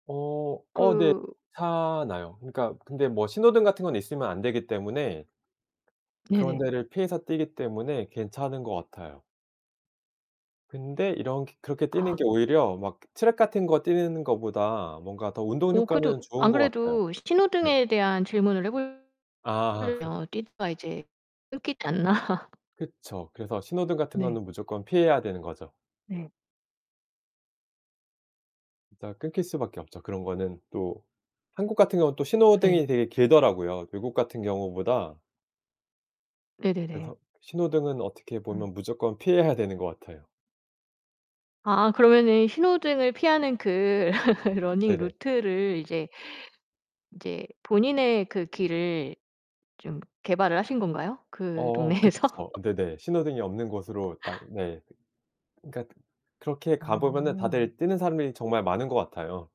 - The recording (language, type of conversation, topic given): Korean, podcast, 운동은 보통 어떤 걸 하시나요?
- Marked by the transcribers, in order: distorted speech; tapping; laughing while speaking: "아"; laugh; laughing while speaking: "끊기지 않나?"; laughing while speaking: "피해야"; laugh; laughing while speaking: "동네에서?"; laugh